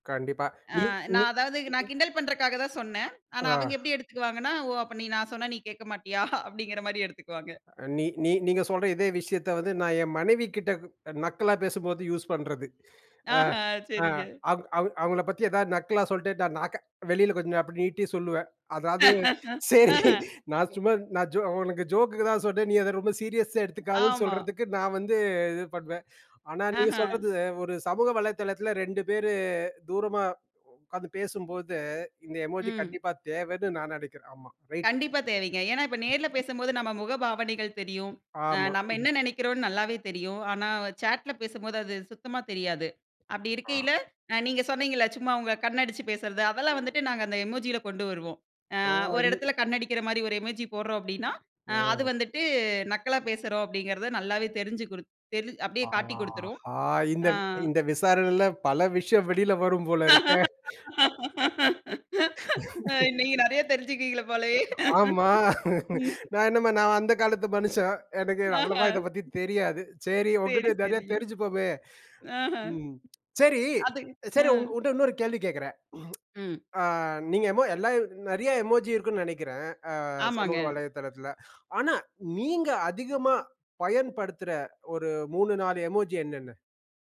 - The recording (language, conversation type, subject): Tamil, podcast, நீங்கள் எந்தெந்த சூழல்களில் எமோஜிகளை பயன்படுத்துவீர்கள்?
- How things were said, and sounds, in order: other noise; laughing while speaking: "ஆனா அவங்க எப்படி எடுத்துக்குவாங்கன்னா, ஓ! … அப்படீங்கிற மாரி எடுத்துக்குவாங்க"; laughing while speaking: "நான் என் மனைவிகிட்ட க் நக்கலா … வந்து இது பண்ணுவேன்"; laughing while speaking: "ஆஹா சரிங்க"; laugh; in English: "சீரியஸா"; tapping; in English: "எமோஜி"; in English: "சேட்ல"; in English: "எமோஜியில"; unintelligible speech; in English: "எமோஜி"; drawn out: "ஆஹா!"; laughing while speaking: "இந்த இந்த விசாரணையில பல விஷயம் வெளில வரும் போல இருக்கே"; laughing while speaking: "நீங்க நெறைய தெரிஞ்சுக்குலீங்கல போலயே"; "தெரிஞ்சுக்குவீங்க" said as "தெரிஞ்சுக்குலீங்கல"; laughing while speaking: "ஆமா. நான் என்னம்மா நான் அந்த … உன்கிட்ட நெறைய தெரிஞ்சுப்போமே"; laughing while speaking: "அஹ"; laughing while speaking: "சரி, சரிங்க. அஹ. அது"; tsk; tsk; in English: "எமோஜி"; in English: "எமோஜி"